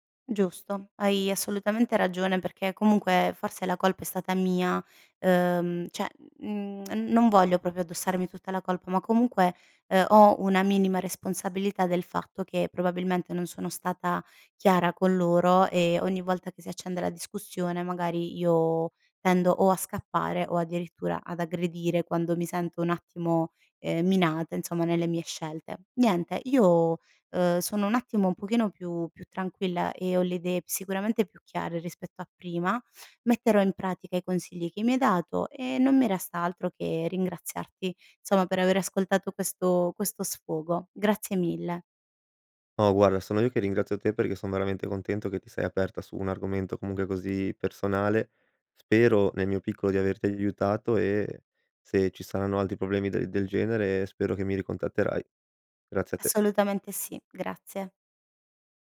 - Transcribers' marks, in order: "cioè" said as "ceh"; tsk; "proprio" said as "propio"; "insomma" said as "nzoma"; "guarda" said as "guara"
- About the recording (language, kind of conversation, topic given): Italian, advice, Come ti senti quando ti ignorano durante le discussioni in famiglia?